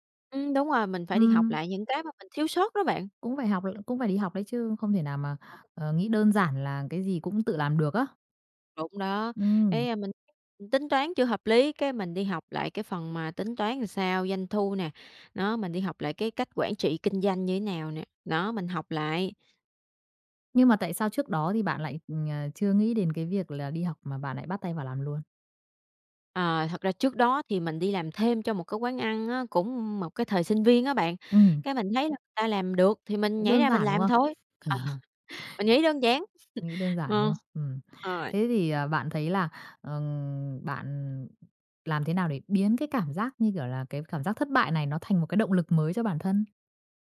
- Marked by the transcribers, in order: other background noise; tapping; "làm" said as "ừn"; laugh; laughing while speaking: "À"; laugh
- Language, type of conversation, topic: Vietnamese, podcast, Khi thất bại, bạn thường làm gì trước tiên để lấy lại tinh thần?